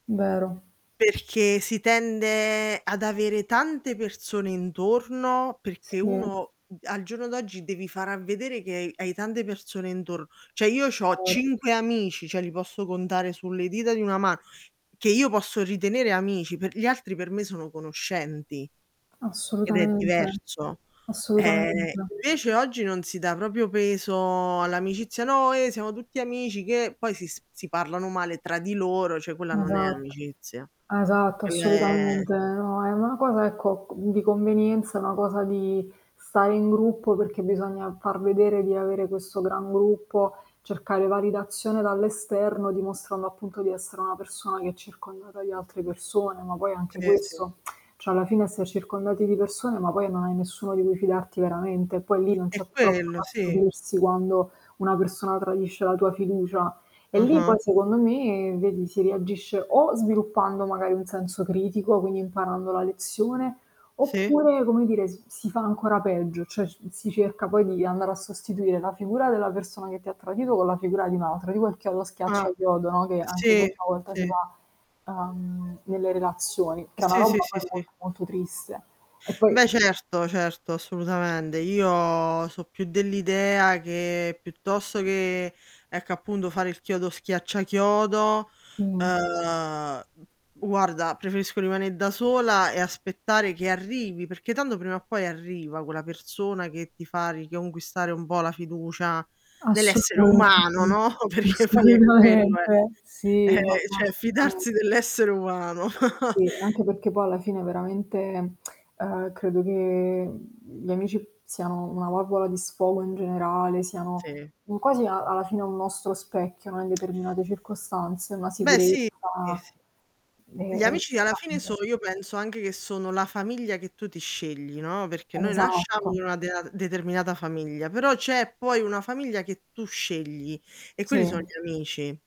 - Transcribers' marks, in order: static; drawn out: "tende"; other background noise; distorted speech; "cioè" said as "ceh"; tapping; "proprio" said as "propio"; drawn out: "peso"; "cioè" said as "ceh"; tongue click; music; "assolutamente" said as "assoludamende"; drawn out: "io"; laughing while speaking: "assolutamente"; chuckle; tongue click; drawn out: "che"
- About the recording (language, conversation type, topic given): Italian, unstructured, Come reagisci quando un amico tradisce la tua fiducia?